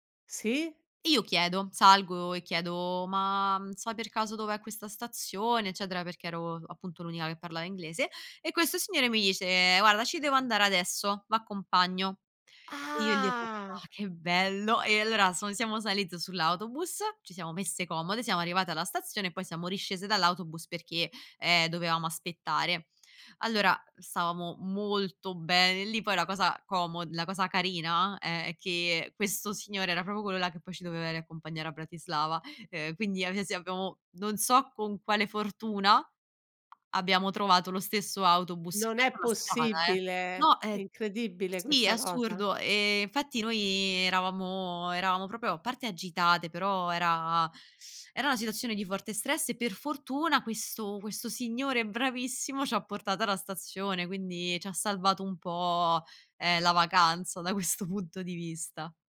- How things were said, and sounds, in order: surprised: "Ah"; drawn out: "Ah"; unintelligible speech; stressed: "molto"; "proprio" said as "propo"; "proprio" said as "propio"; laughing while speaking: "questo punto"
- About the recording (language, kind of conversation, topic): Italian, podcast, Raccontami di un errore che ti ha insegnato tanto?